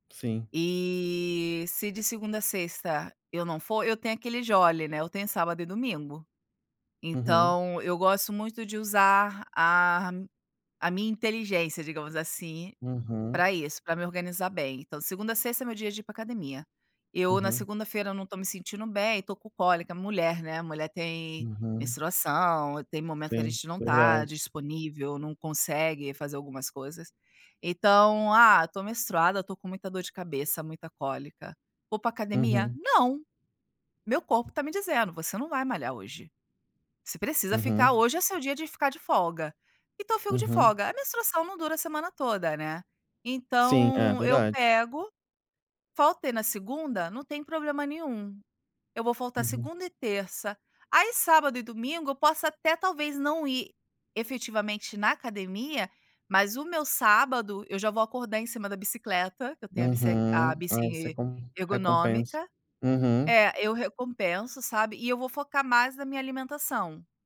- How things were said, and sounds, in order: drawn out: "E"; in English: "jolly"; tapping
- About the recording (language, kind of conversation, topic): Portuguese, podcast, Como você se motiva a se exercitar quando não tem vontade?